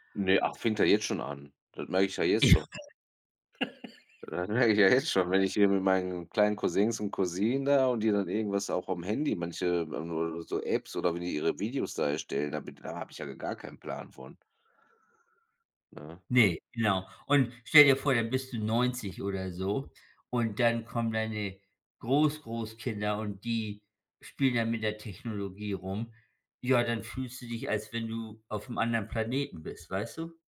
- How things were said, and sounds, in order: chuckle; unintelligible speech; laughing while speaking: "merke ich ja jetzt schon"
- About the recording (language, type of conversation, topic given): German, unstructured, Welche wissenschaftliche Entdeckung findest du am faszinierendsten?